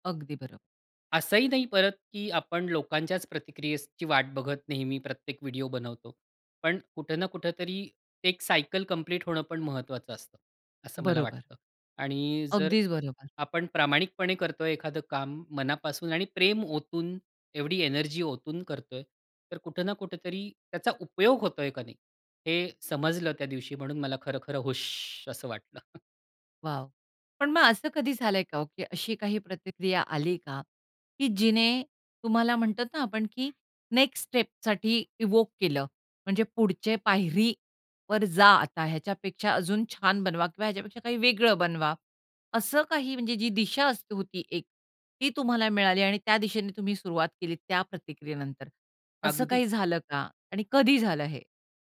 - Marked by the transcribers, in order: other background noise; in English: "नेक्स्ट स्टेपसाठी इव्होक"
- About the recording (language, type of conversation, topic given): Marathi, podcast, प्रेक्षकांचा प्रतिसाद तुमच्या कामावर कसा परिणाम करतो?